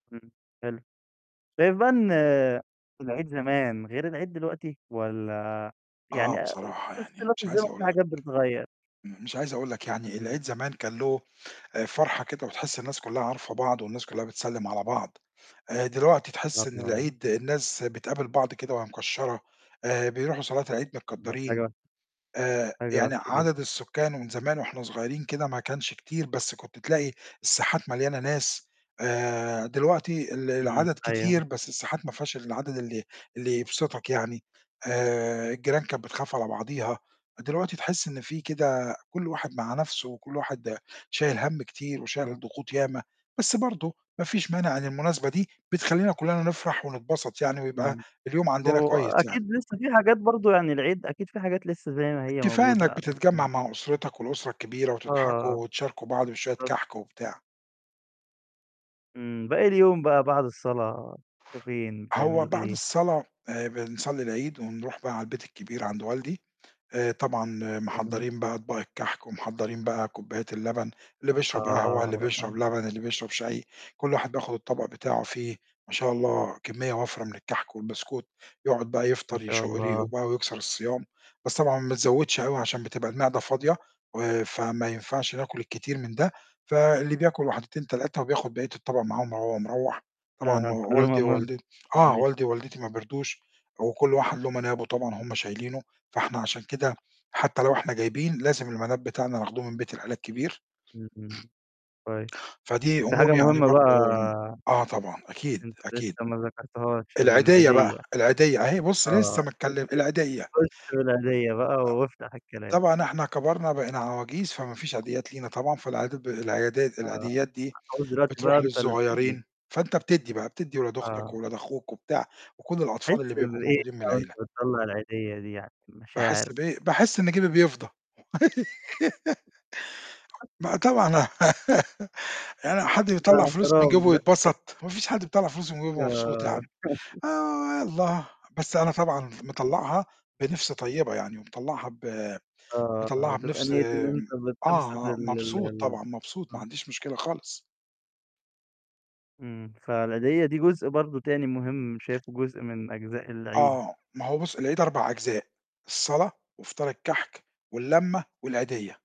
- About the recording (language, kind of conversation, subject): Arabic, podcast, إيه طقوس الاحتفال اللي بتعتز بيها من تراثك؟
- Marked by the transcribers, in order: other noise; distorted speech; unintelligible speech; unintelligible speech; unintelligible speech; unintelligible speech; laugh; unintelligible speech; tapping; laugh; laughing while speaking: "أنا"; giggle; laugh